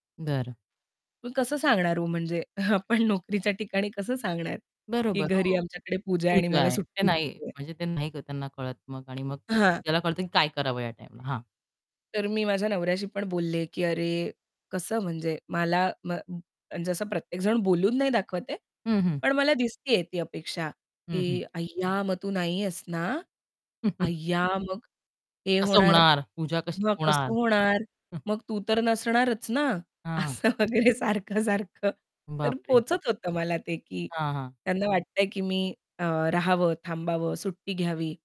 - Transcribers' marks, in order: laughing while speaking: "आपण नोकरीच्या ठिकाणी कसं सांगणार?"; distorted speech; chuckle; static; chuckle; laughing while speaking: "असं वगैरे सारखं-सारखं"
- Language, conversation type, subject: Marathi, podcast, कुटुंबाच्या अपेक्षा आणि स्वतःच्या ओळखीमध्ये होणारा संघर्ष तुम्ही कसा हाताळता?